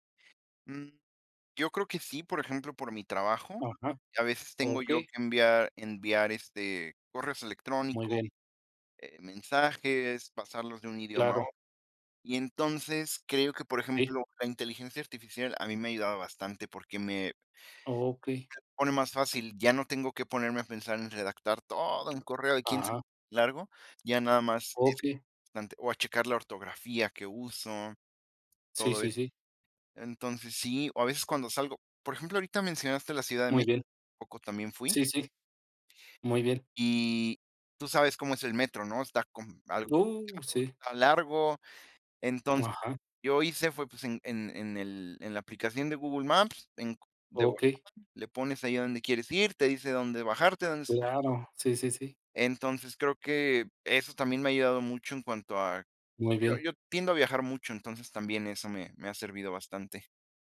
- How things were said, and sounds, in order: stressed: "todo"; unintelligible speech; unintelligible speech; unintelligible speech; unintelligible speech
- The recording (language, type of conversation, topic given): Spanish, unstructured, ¿Cómo crees que la tecnología ha mejorado tu vida diaria?
- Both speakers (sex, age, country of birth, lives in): female, 20-24, Mexico, Mexico; male, 50-54, Mexico, Mexico